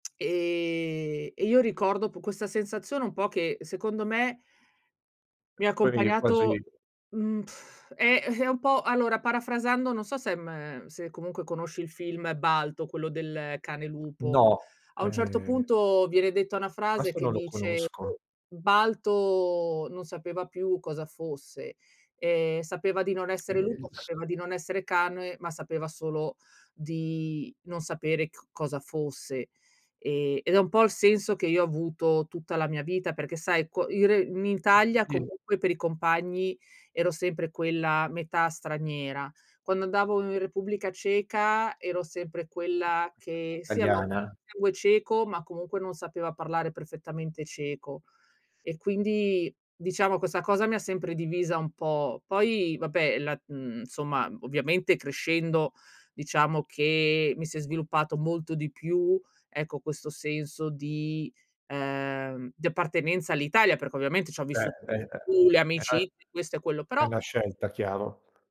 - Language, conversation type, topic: Italian, podcast, Qual è una sfida che hai affrontato crescendo in un contesto multiculturale?
- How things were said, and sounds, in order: tapping; other background noise; blowing; unintelligible speech; unintelligible speech; "avevo" said as "aveo"; unintelligible speech; "insomma" said as "nsomma"; "Cioè" said as "ceh"